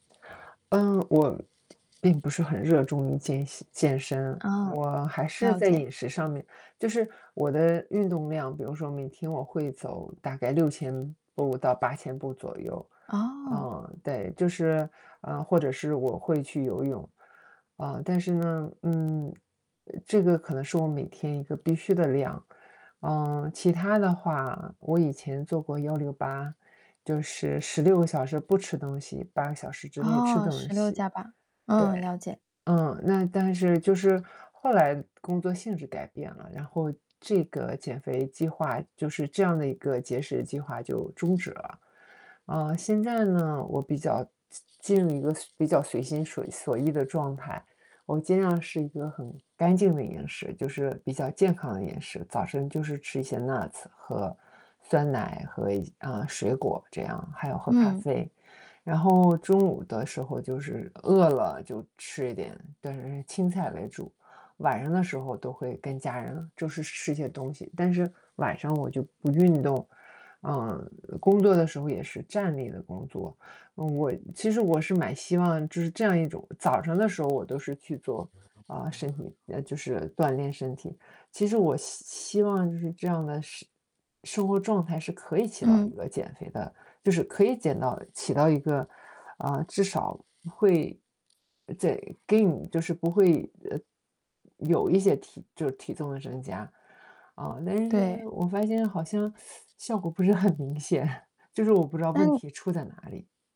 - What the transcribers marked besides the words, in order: static; distorted speech; tapping; in English: "Nuts"; other background noise; teeth sucking; chuckle
- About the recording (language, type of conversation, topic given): Chinese, advice, 为什么我开始培养新习惯时总是很容易半途而废？